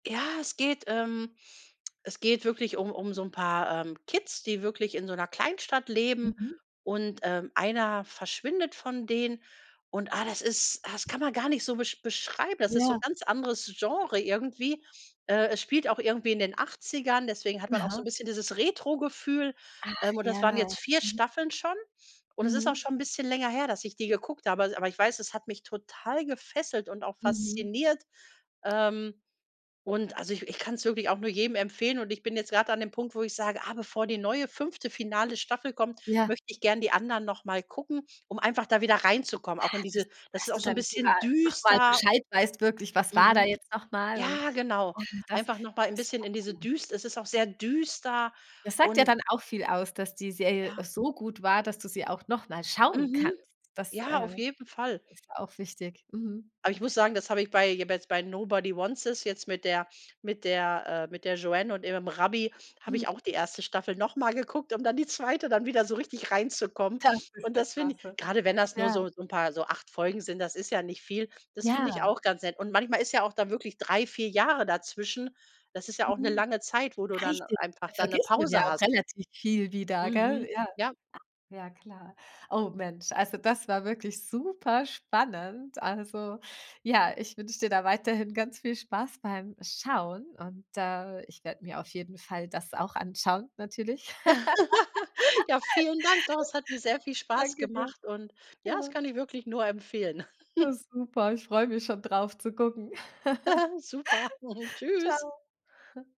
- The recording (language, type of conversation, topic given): German, podcast, Was macht eine Serie so süchtig, dass du sie am Stück weiterschaust?
- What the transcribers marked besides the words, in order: other background noise; laugh; laugh; other noise; chuckle; chuckle